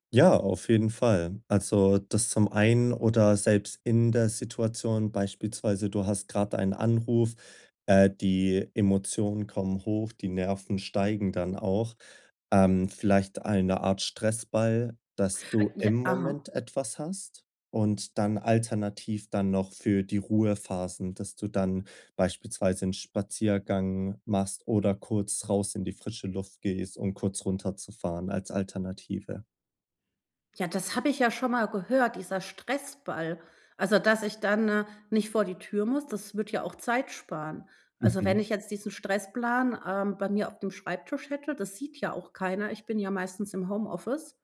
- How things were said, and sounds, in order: none
- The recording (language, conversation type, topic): German, advice, Wie kann ich mit starken Gelüsten umgehen, wenn ich gestresst bin?